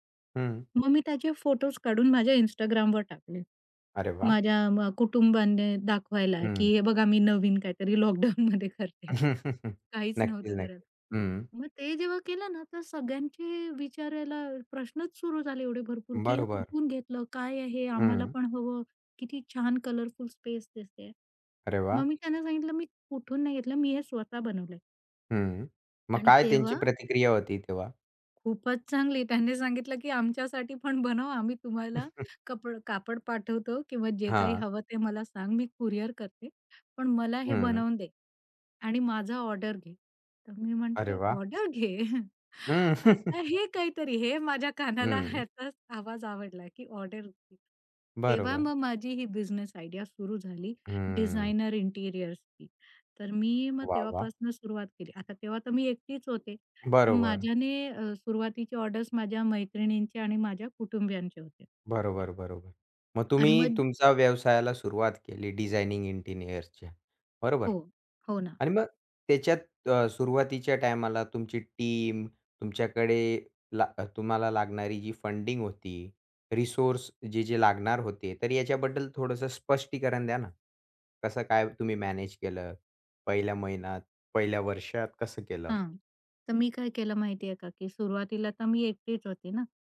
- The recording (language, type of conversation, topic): Marathi, podcast, हा प्रकल्प तुम्ही कसा सुरू केला?
- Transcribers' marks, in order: other background noise; laughing while speaking: "लॉकडाउनमध्ये करते"; chuckle; in English: "स्पेस"; laughing while speaking: "पण बनवं"; chuckle; chuckle; in English: "आयडिया"; in English: "इंटिरियर्सची"; in English: "इंटिरियरच्या"; in English: "टीम"; in English: "रिसोर्स"